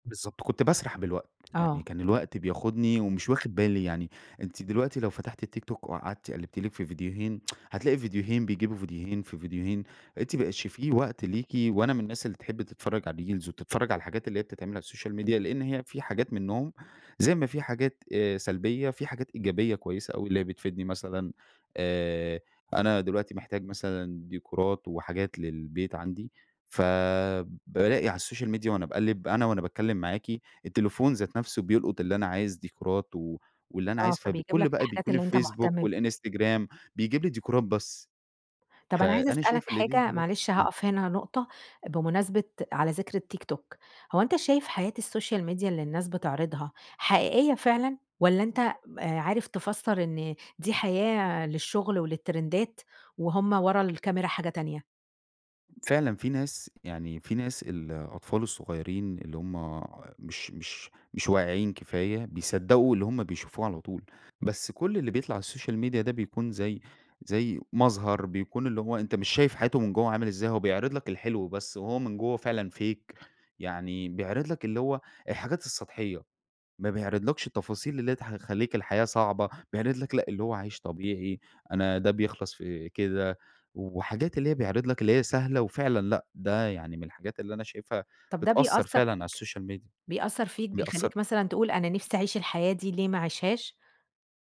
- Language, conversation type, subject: Arabic, podcast, إزاي بتوازن وقتك بين السوشيال ميديا وحياتك الحقيقية؟
- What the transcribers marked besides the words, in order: tsk; other background noise; in English: "الريلز"; in English: "السوشيال ميديا"; tapping; in English: "السوشيال ميديا"; in English: "السوشيال ميديا"; in English: "وللترندات"; in English: "السوشيال ميديا"; in English: "fake"; in English: "السوشيال ميديا"